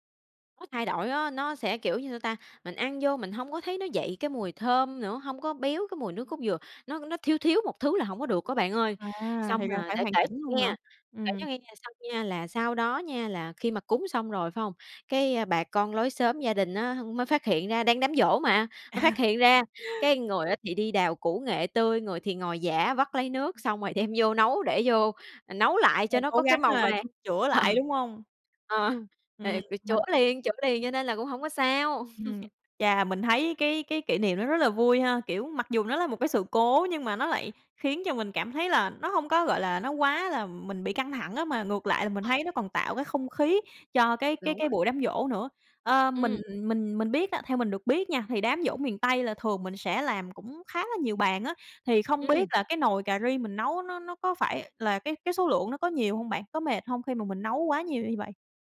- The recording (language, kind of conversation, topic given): Vietnamese, podcast, Bạn nhớ món ăn gia truyền nào nhất không?
- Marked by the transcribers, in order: tapping; laughing while speaking: "À"; laughing while speaking: "Ờ"; other background noise